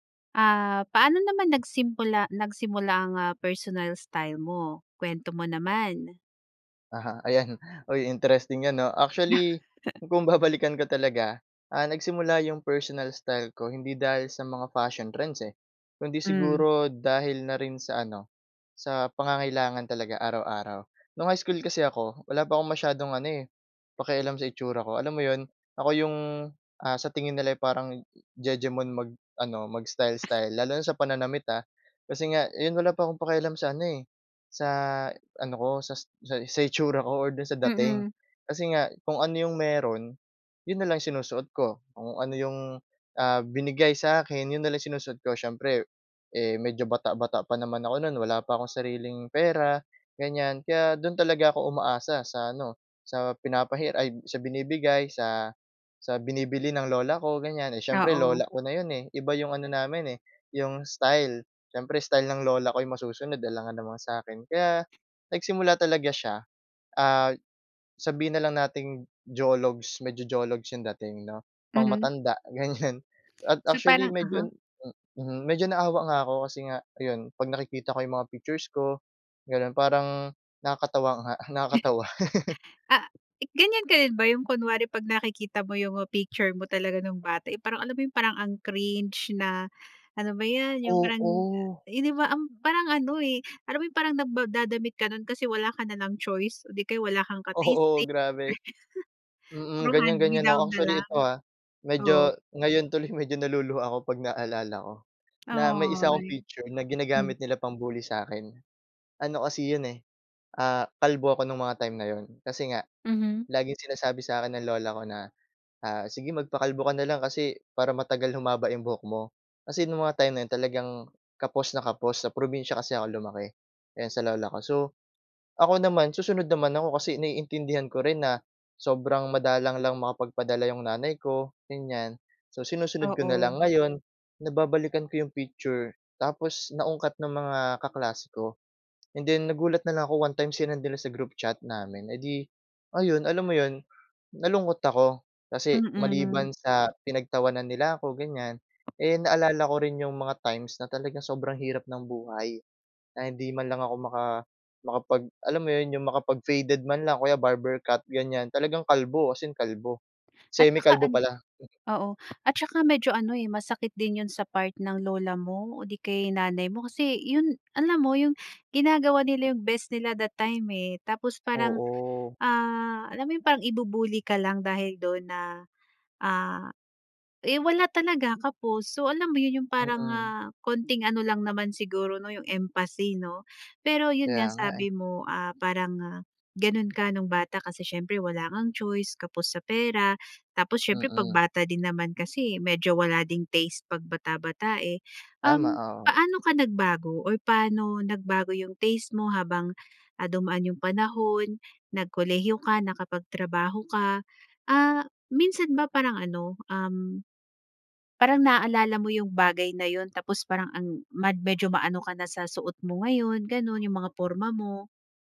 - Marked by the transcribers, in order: "nagsimula" said as "nagsimpula"; in English: "personal style"; other background noise; laughing while speaking: "ayan"; chuckle; laughing while speaking: "babalikan"; in English: "personal style"; in English: "fashion trends"; laughing while speaking: "ganyan"; laugh; laughing while speaking: "nga"; laugh; in English: "cringe"; laughing while speaking: "Oo, grabe"; chuckle; in English: "hand-me-down"; laughing while speaking: "tuloy medyo naluluha ako kapag naalala ko"; dog barking; tapping; in English: "empathy"
- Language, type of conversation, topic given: Filipino, podcast, Paano nagsimula ang personal na estilo mo?